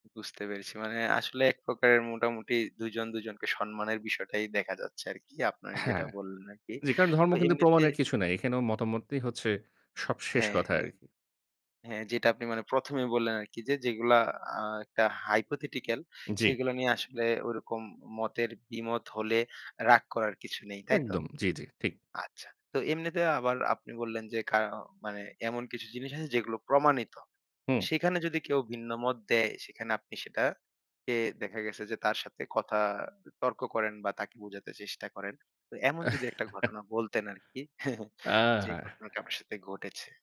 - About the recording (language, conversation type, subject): Bengali, podcast, ভিন্নমত হলে আপনি সাধারণত কীভাবে প্রতিক্রিয়া জানান?
- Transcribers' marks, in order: other background noise; in English: "hypothetical"; chuckle; chuckle